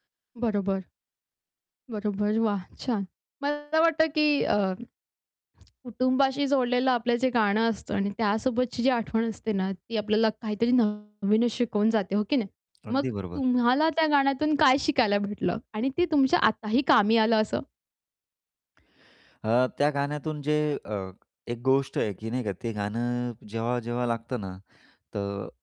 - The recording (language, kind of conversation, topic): Marathi, podcast, कुटुंबात गायली जाणारी गाणी ऐकली की तुम्हाला काय आठवतं?
- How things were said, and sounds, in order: distorted speech; other background noise; tapping